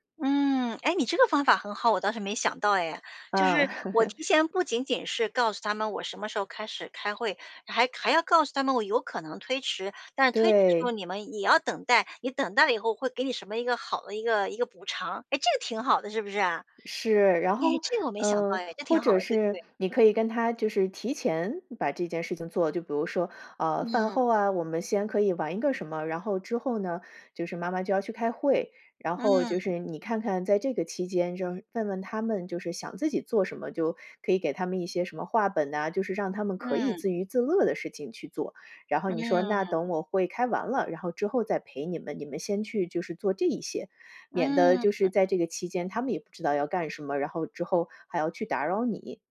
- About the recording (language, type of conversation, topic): Chinese, advice, 你能描述一下同时做太多件事时为什么会让你的效率下降吗？
- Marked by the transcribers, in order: joyful: "你这个方法很好，我倒是没想到哎"; laugh; other background noise; joyful: "哎，这个挺好的，是不是？"